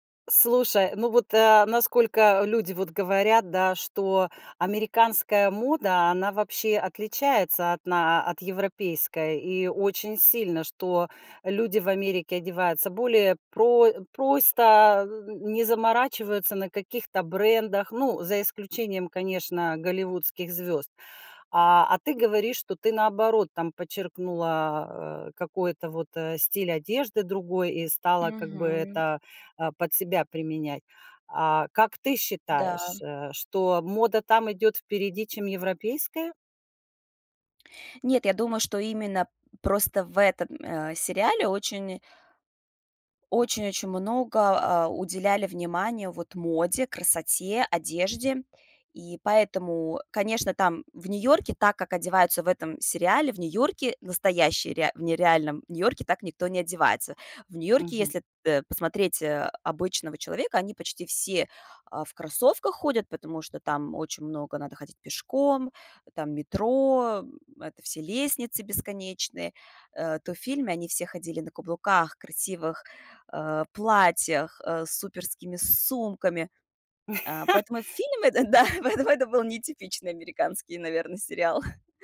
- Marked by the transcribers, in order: tapping; laughing while speaking: "да, поэтом поэтому это был"; chuckle; chuckle
- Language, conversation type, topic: Russian, podcast, Какой сериал вы могли бы пересматривать бесконечно?